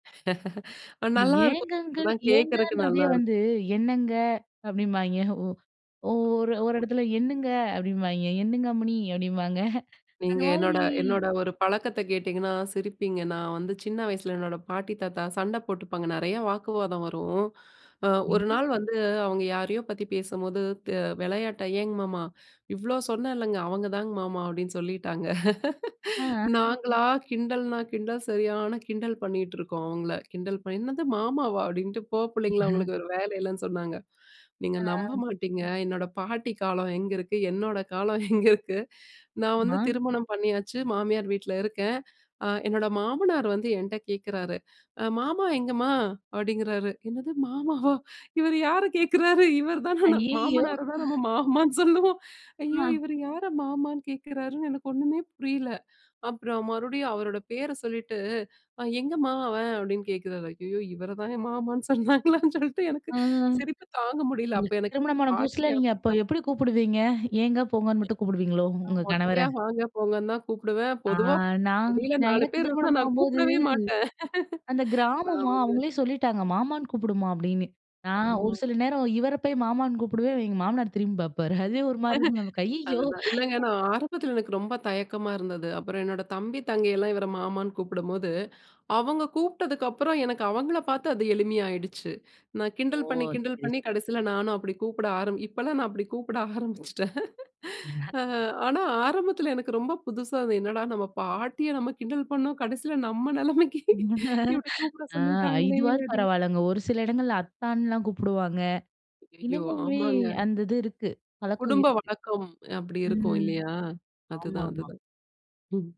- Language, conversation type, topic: Tamil, podcast, தாய்மொழி உங்களுக்கு ஏன் முக்கியமாகத் தோன்றுகிறது?
- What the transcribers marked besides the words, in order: laugh; unintelligible speech; chuckle; laugh; chuckle; laughing while speaking: "எங்க இருக்கு"; laughing while speaking: "இவர் யாரை கேட்குறாரு? இவர் தான ந மாமனாரை தான் நம்ம மாமான்னு சொல்லுவோம்"; laughing while speaking: "அய்யயோ!"; laughing while speaking: "சொன்னாங்களான்னு"; other background noise; drawn out: "ஆ"; laugh; laugh; other noise; chuckle; laugh; laugh